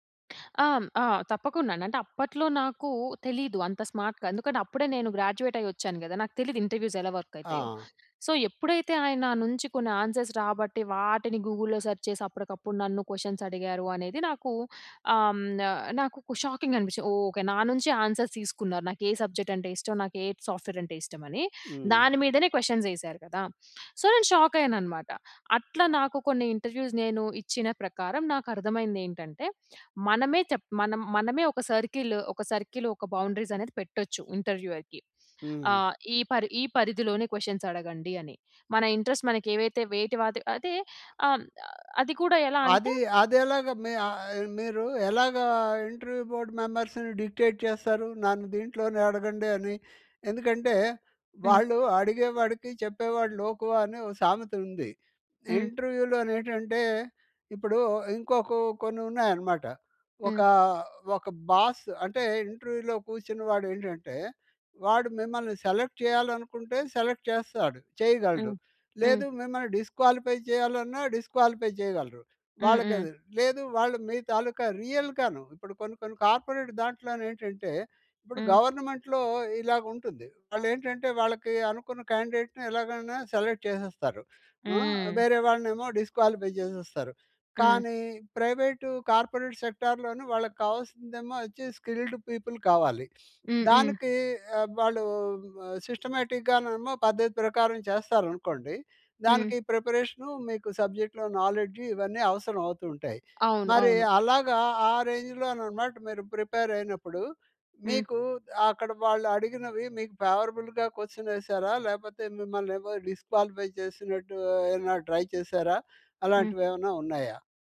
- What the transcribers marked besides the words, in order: lip smack; in English: "స్మార్ట్‌గా"; in English: "సో"; in English: "ఆన్సర్స్"; in English: "గూగుల్‌లో సర్చ్"; in English: "ఆన్సర్స్"; in English: "సో"; in English: "ఇంటర్‌వ్యూస్"; in English: "ఇంట్రస్ట్"; other background noise; in English: "ఇంటర్‌వ్యూ బోర్డ్ మెంబర్స్‌ని డిక్టేట్"; in English: "బాస్"; in English: "సెలెక్ట్"; in English: "సెలెక్ట్"; in English: "డిస్‌క్వాలిఫై"; in English: "డిస్‌క్వాలిఫై"; in English: "రియల్‌గాను"; in English: "గవర్నమెంట్‌లో"; in English: "క్యాండేట్‌ని"; in English: "సెలెక్ట్"; in English: "డిస్‌క్వాలిఫై"; in English: "కార్పొరేట్ సెక్టార్‌లోని"; in English: "స్కిల్డ్ పీపుల్"; in English: "సబ్జెక్ట్‌లో"; in English: "ఫేవరబుల్‍గా"; in English: "డిస్‌క్వాలిఫై"; in English: "ట్రై"
- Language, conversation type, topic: Telugu, podcast, ఇంటర్వ్యూకి ముందు మీరు ఎలా సిద్ధమవుతారు?